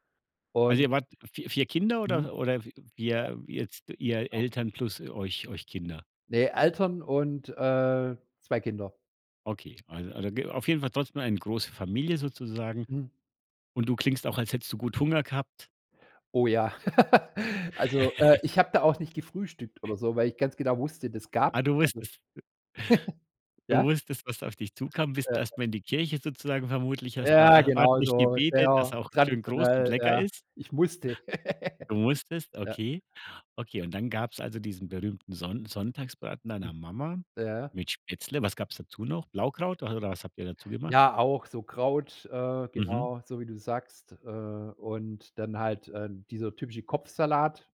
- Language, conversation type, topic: German, podcast, Kannst du von einem Familienrezept erzählen, das bei euch alle kennen?
- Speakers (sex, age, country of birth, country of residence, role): male, 45-49, Germany, Germany, guest; male, 50-54, Germany, Germany, host
- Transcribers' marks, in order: other background noise; unintelligible speech; chuckle; chuckle; chuckle; unintelligible speech